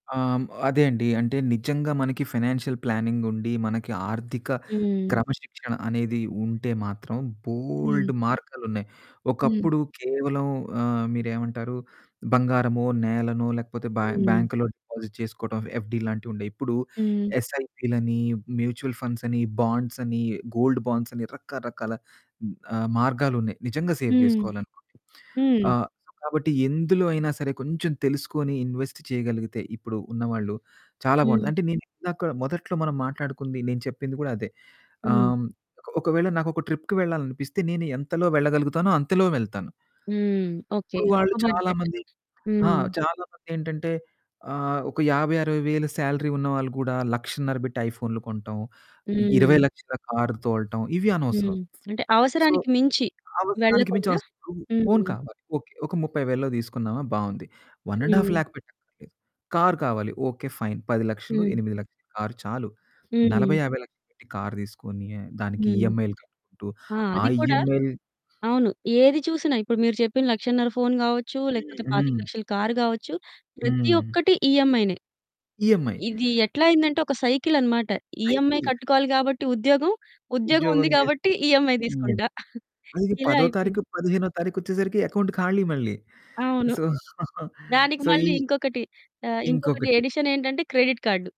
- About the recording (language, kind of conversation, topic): Telugu, podcast, ఈరోజు ఆనందం మరియు భవిష్యత్తు భద్రతలో మీకు ఏది ఎక్కువగా ముఖ్యం?
- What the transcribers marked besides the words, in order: in English: "ఫినాన్షియల్"; in English: "బ్యా బ్యాంకులో డిపాజిట్"; in English: "ఎఫ్డీ"; in English: "ఎస్ఐపిలని, మ్యూచువల్ ఫండ్స్"; in English: "బాండ్స్"; in English: "గోల్డ్ బాండ్స్"; in English: "సేవ్"; other background noise; in English: "ఇన్వెస్ట్"; in English: "ట్రిప్‌కి"; in English: "బడ్జెట్"; in English: "సాలరీ"; in English: "సో"; distorted speech; in English: "వన్ అండ్ హాల్ఫ్ లాఖ్"; in English: "ఫైన్"; in English: "ఈఎంఐనే"; in English: "ఈఎంఐ"; in English: "సైకిల్"; in English: "ఈఎంఐ"; in English: "ఈఎంఐ"; chuckle; in English: "అకౌంట్"; in English: "సో, సో"; chuckle; in English: "ఎడిషన్"; in English: "క్రెడిట్"